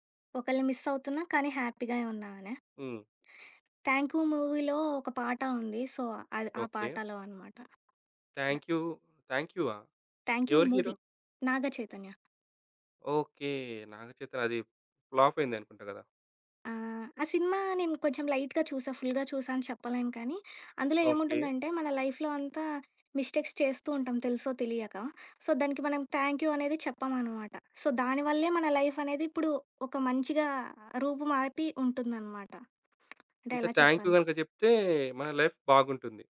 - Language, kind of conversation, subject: Telugu, podcast, ఏ పాటలు మీ మనస్థితిని వెంటనే మార్చేస్తాయి?
- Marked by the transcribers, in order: in English: "మిస్"; in English: "హ్యాపీగాయే"; in English: "మూవీలో"; in English: "సో"; in English: "థాంక్ యు"; in English: "మూవీ"; tapping; in English: "లైట్‌గా"; in English: "ఫుల్‌గా"; in English: "లైఫ్‌లో"; in English: "మిస్టేక్స్"; in English: "సో"; in English: "థ్యాంక్యూ"; in English: "సో"; in English: "థ్యాంక్యూ"; in English: "లైఫ్"